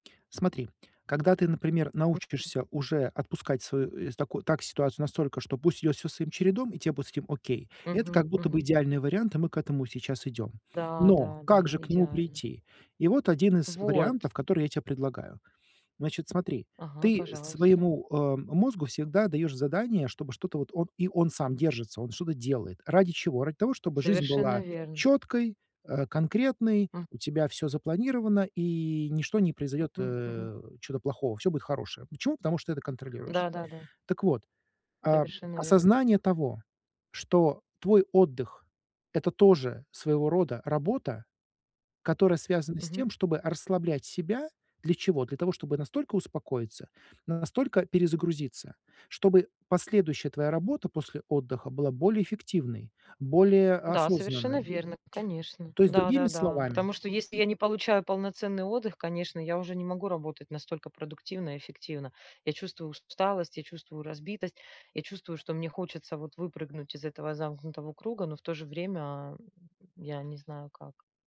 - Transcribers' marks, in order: tapping; other background noise
- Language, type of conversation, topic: Russian, advice, Почему мне так сложно расслабиться и отдохнуть дома вечером?